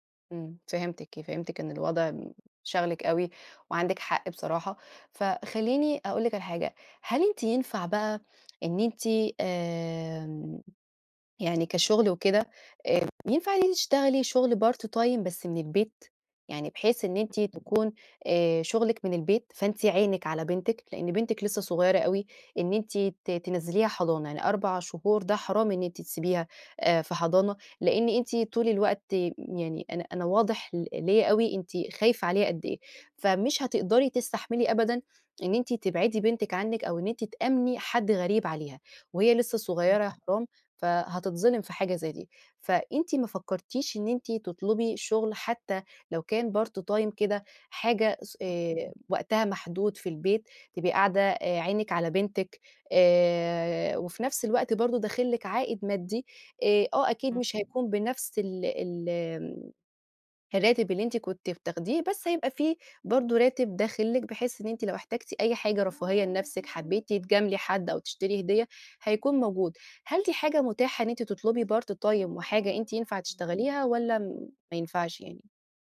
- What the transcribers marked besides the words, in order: other background noise; in English: "Part-time"; tapping; in English: "Part-time"; in English: "Part-time"
- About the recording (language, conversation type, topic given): Arabic, advice, إزاي أوقف التردد المستمر وأاخد قرارات واضحة لحياتي؟